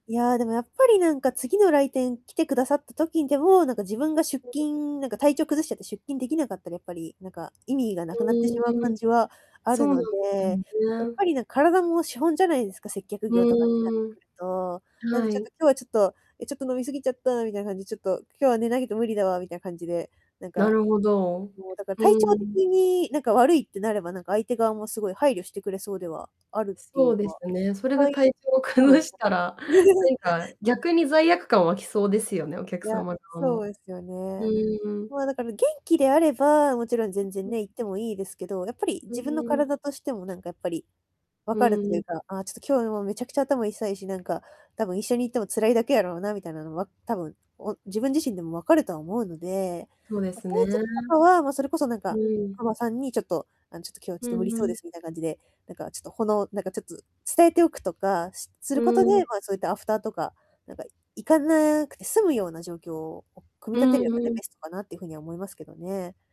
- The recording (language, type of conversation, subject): Japanese, advice, 勤務時間にきちんと区切りをつけるには、何から始めればよいですか？
- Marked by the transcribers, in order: unintelligible speech; static; distorted speech; other background noise; laugh; "痛いし" said as "いさいし"